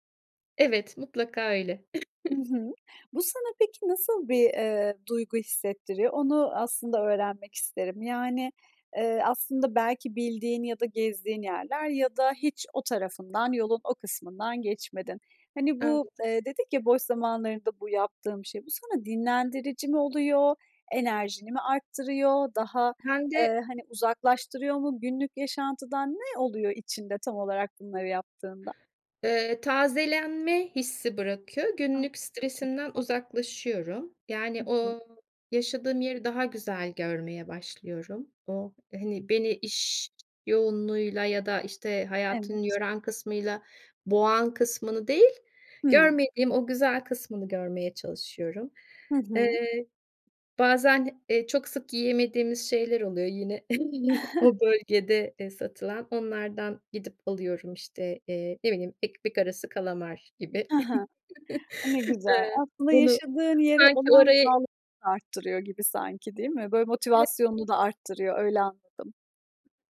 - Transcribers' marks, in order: other background noise; chuckle; tapping; chuckle; chuckle; unintelligible speech
- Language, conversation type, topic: Turkish, podcast, Boş zamanlarını değerlendirirken ne yapmayı en çok seversin?